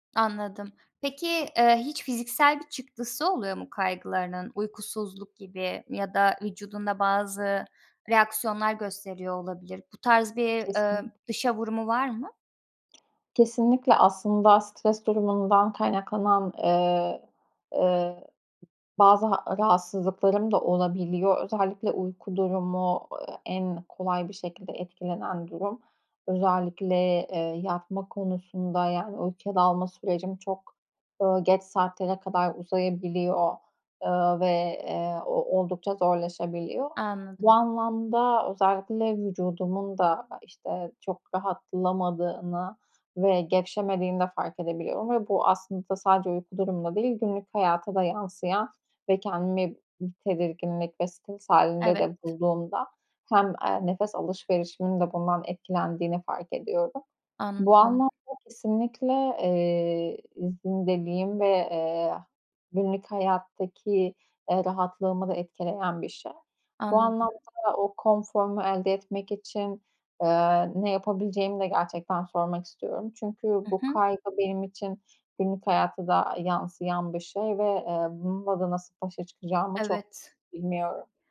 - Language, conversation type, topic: Turkish, advice, Önemli bir karar verirken aşırı kaygı ve kararsızlık yaşadığında bununla nasıl başa çıkabilirsin?
- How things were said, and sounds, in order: other background noise; other noise